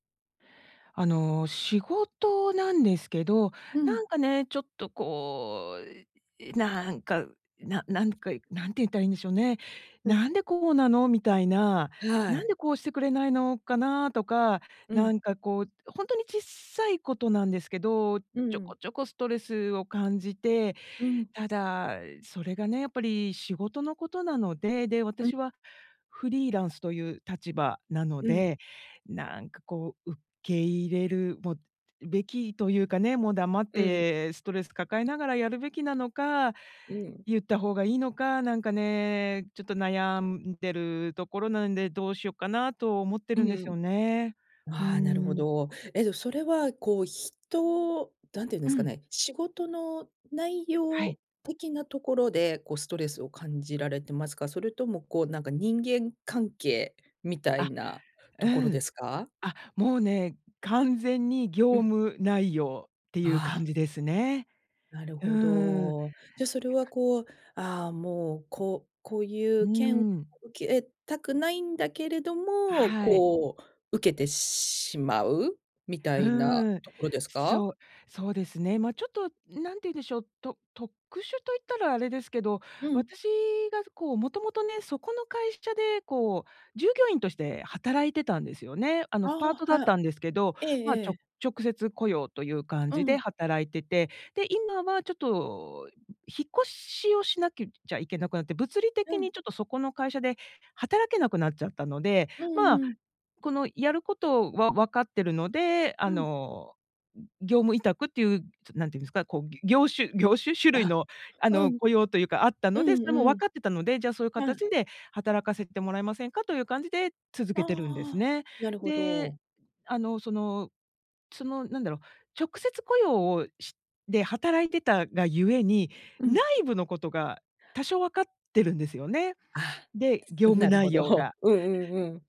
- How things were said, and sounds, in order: tapping
- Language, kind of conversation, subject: Japanese, advice, ストレスの原因について、変えられることと受け入れるべきことをどう判断すればよいですか？